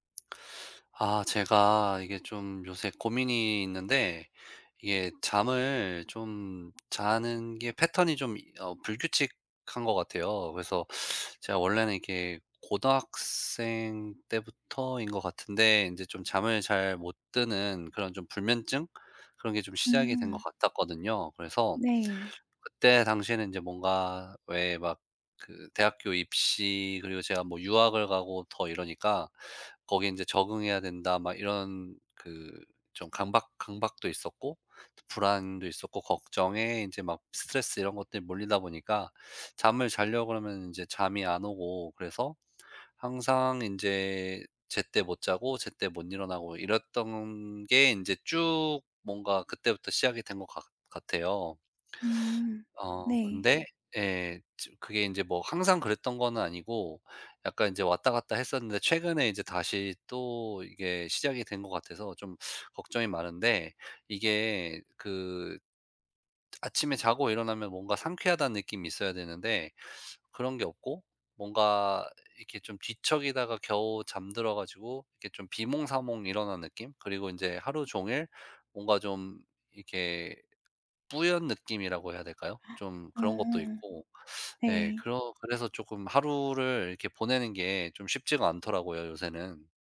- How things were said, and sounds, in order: tapping; teeth sucking; other background noise; gasp
- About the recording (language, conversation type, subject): Korean, advice, 아침마다 피곤하고 개운하지 않은 이유가 무엇인가요?